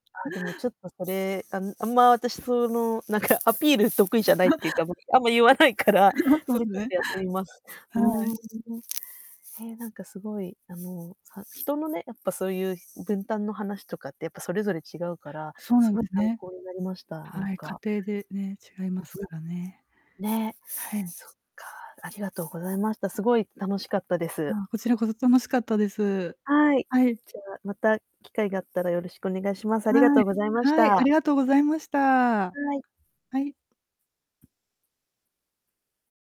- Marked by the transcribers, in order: other background noise; laughing while speaking: "何か"; laugh; laughing while speaking: "言わないから"; unintelligible speech; tapping
- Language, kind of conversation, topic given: Japanese, podcast, 家事を家族でうまく分担するにはどうすればいいですか？